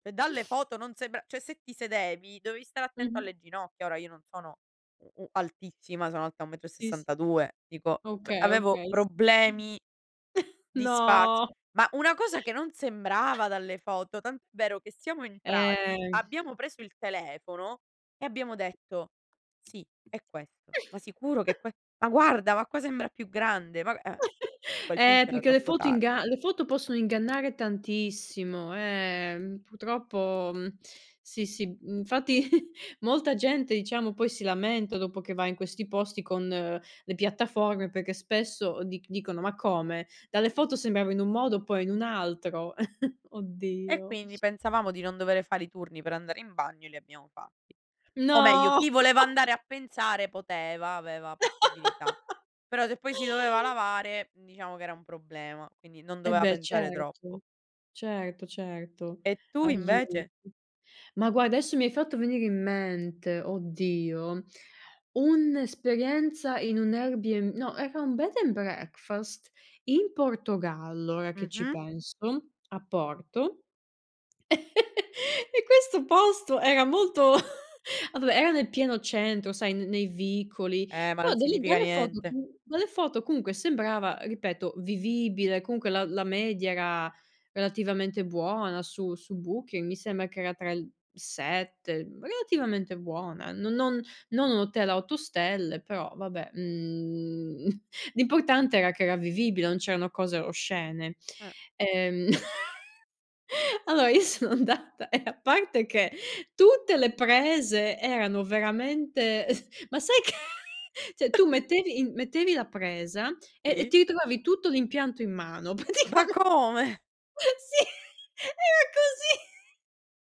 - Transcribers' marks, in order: "cioè" said as "ceh"; "cioè" said as "ceh"; chuckle; chuckle; tapping; chuckle; laugh; laughing while speaking: "fatti"; chuckle; drawn out: "No!"; laugh; laugh; laugh; laughing while speaking: "E questo posto"; chuckle; chuckle; chuckle; laughing while speaking: "alloa io sono andata e a parte che tutte le"; "allora" said as "alloa"; chuckle; laughing while speaking: "sai che"; "cioè" said as "ceh"; chuckle; chuckle; laughing while speaking: "praticamen Sì, era così"
- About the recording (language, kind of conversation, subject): Italian, unstructured, Qual è la cosa più disgustosa che hai visto in un alloggio?